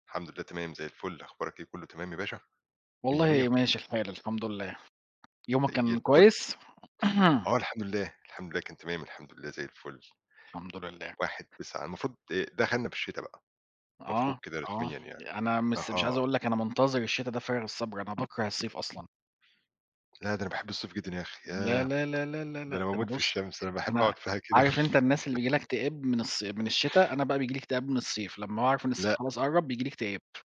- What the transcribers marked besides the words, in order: other background noise; throat clearing; giggle
- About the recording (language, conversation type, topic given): Arabic, unstructured, هل جرّبت تساوم على سعر حاجة ونجحت؟ كان إحساسك إيه؟